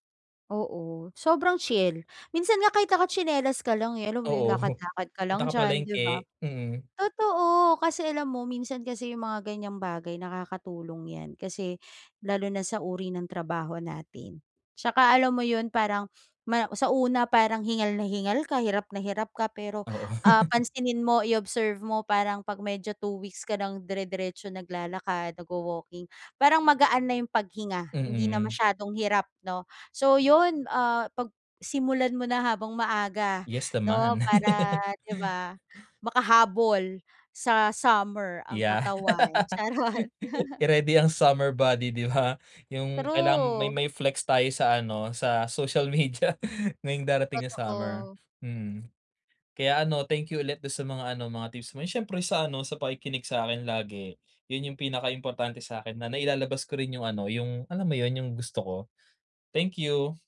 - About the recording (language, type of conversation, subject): Filipino, advice, Paano ako makakabuo ng regular na iskedyul ng pag-eehersisyo?
- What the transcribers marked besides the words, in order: chuckle; sniff; laugh; laugh; laugh; laughing while speaking: "Charot"; laughing while speaking: "social media"